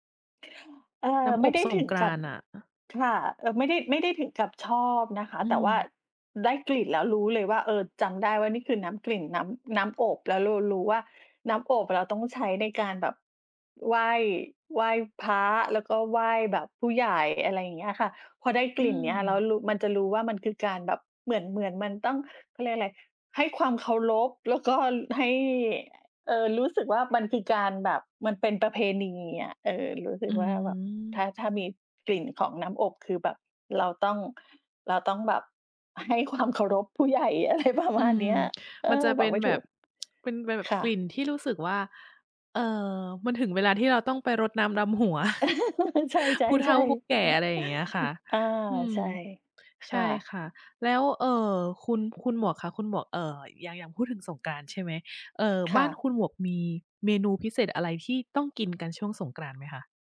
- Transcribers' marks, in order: other background noise; laughing while speaking: "ความเคารพผู้ใหญ่ อะไรประมาณเนี้ย"; tapping; chuckle; laugh; chuckle
- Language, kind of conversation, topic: Thai, unstructured, เคยมีกลิ่นอะไรที่ทำให้คุณนึกถึงความทรงจำเก่า ๆ ไหม?